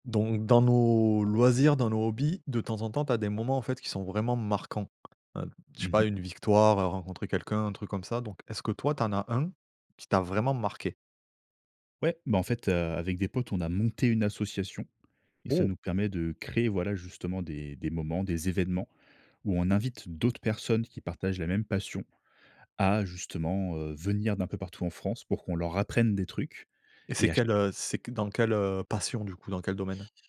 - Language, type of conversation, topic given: French, podcast, Peux-tu raconter un moment marquant lié à ton loisir ?
- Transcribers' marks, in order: tapping; other background noise